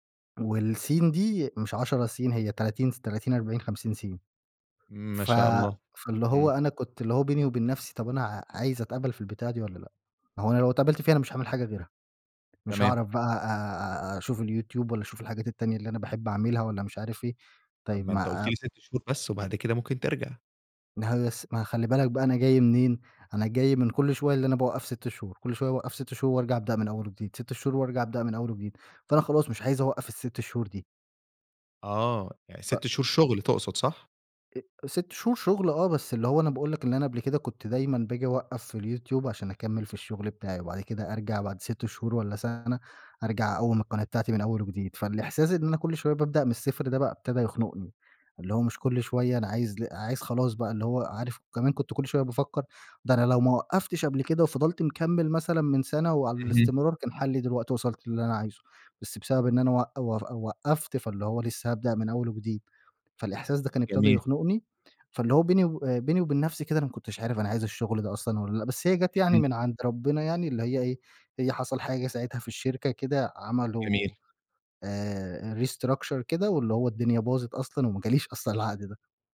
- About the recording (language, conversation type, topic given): Arabic, podcast, إزاي بتوازن بين شغفك والمرتب اللي نفسك فيه؟
- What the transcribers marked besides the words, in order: in English: "restructure"